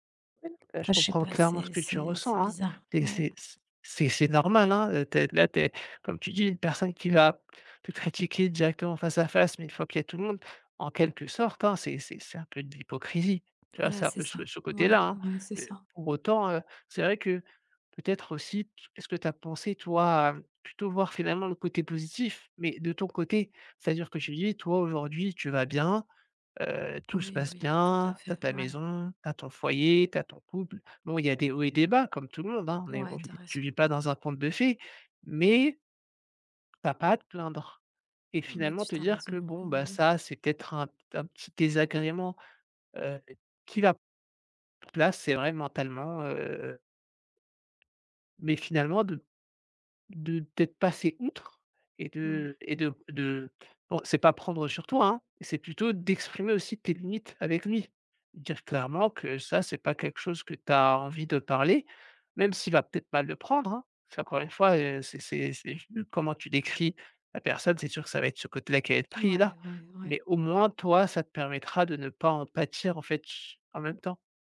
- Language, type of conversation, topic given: French, advice, Comment réagir quand un membre de ma famille remet en question mes choix de vie importants ?
- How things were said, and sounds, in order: other background noise